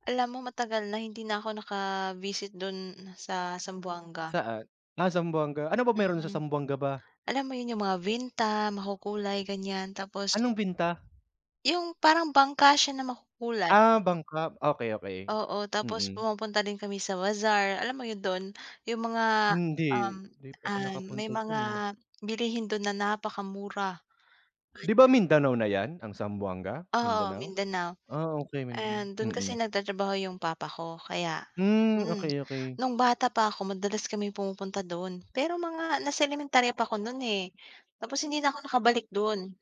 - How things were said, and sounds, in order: unintelligible speech
- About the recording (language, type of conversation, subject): Filipino, unstructured, Anong uri ng lugar ang gusto mong puntahan kapag nagbabakasyon?